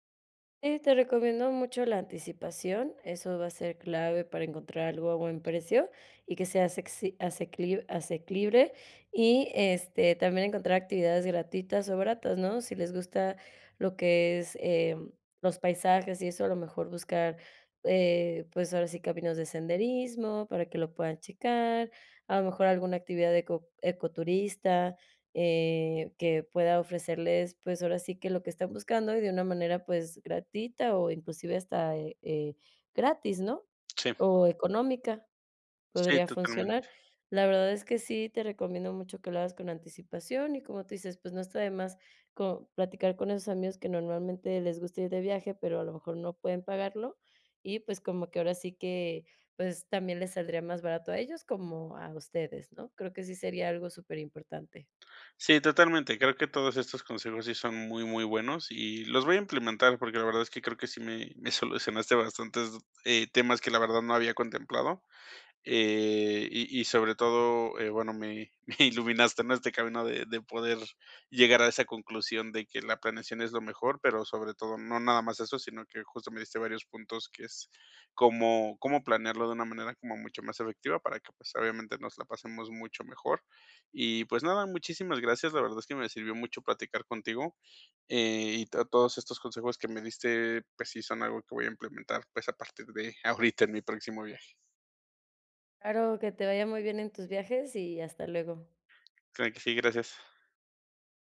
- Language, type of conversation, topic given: Spanish, advice, ¿Cómo puedo viajar más con poco dinero y poco tiempo?
- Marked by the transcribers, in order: "asequible" said as "asecrible"